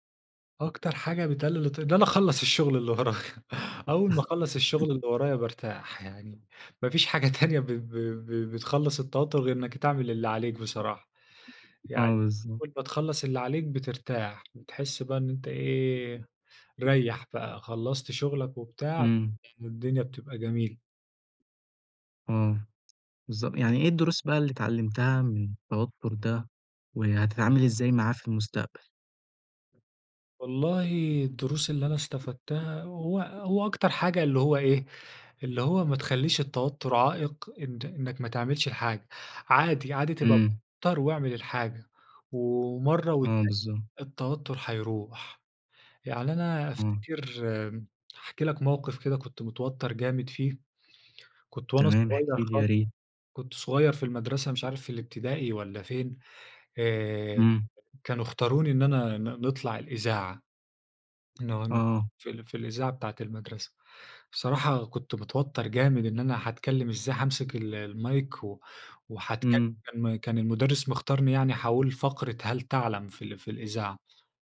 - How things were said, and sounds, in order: laughing while speaking: "ورايا"; laugh; tapping; laughing while speaking: "تانية"; other background noise
- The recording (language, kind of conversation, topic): Arabic, podcast, إزاي بتتعامل مع التوتر اليومي؟